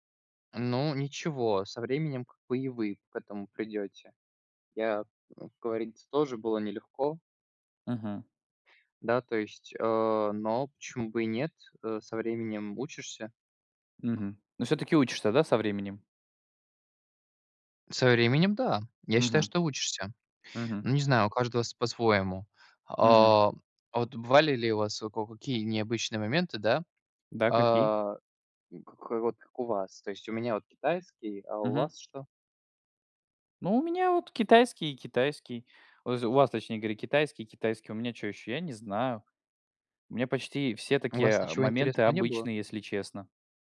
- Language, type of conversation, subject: Russian, unstructured, Как хобби помогает заводить новых друзей?
- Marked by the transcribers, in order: tapping